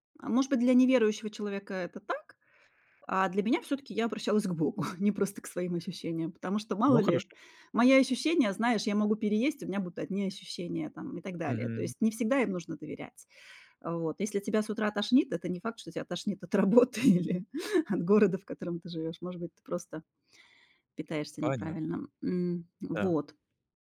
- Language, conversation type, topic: Russian, podcast, Какой маленький шаг изменил твою жизнь?
- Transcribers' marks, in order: other background noise; laughing while speaking: "богу"; chuckle; tapping; laughing while speaking: "от работы или от города"